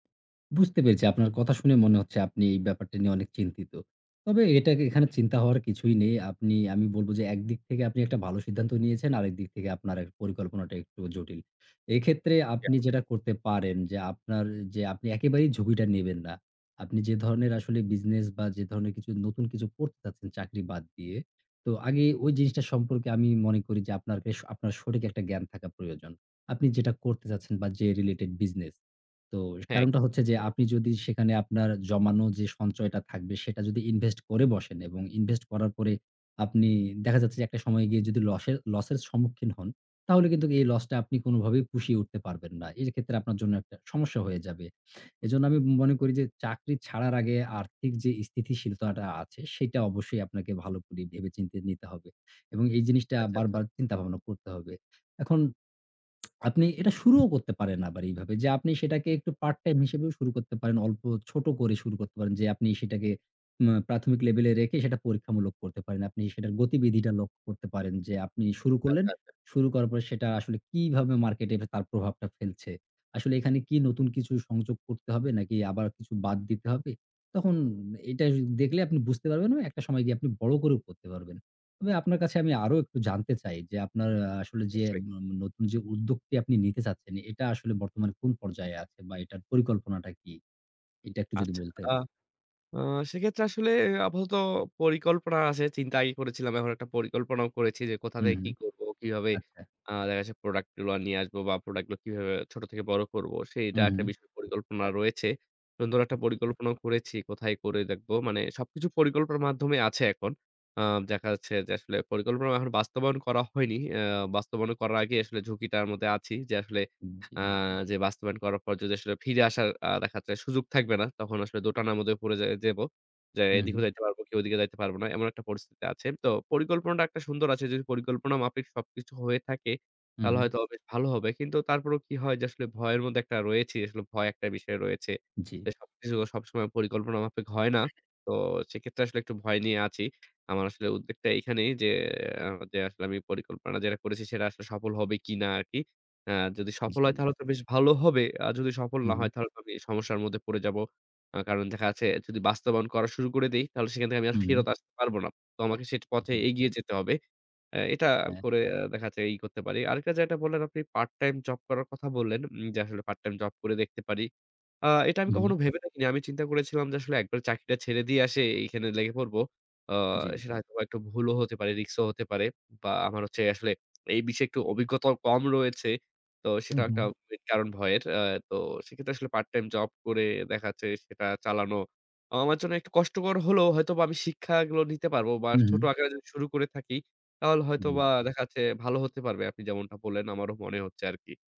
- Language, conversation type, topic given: Bengali, advice, স্থায়ী চাকরি ছেড়ে নতুন উদ্যোগের ঝুঁকি নেওয়া নিয়ে আপনার দ্বিধা কীভাবে কাটাবেন?
- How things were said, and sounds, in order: other background noise; unintelligible speech; "এক্ষেত্রে" said as "একেত্রে"; unintelligible speech; "যাব" said as "যেব"; "সেই" said as "সেট"; "এসে" said as "আসে"